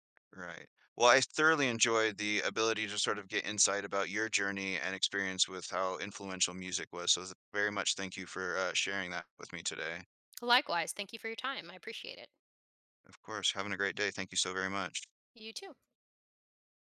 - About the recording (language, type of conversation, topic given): English, podcast, How do early experiences shape our lifelong passion for music?
- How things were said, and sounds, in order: other background noise; tapping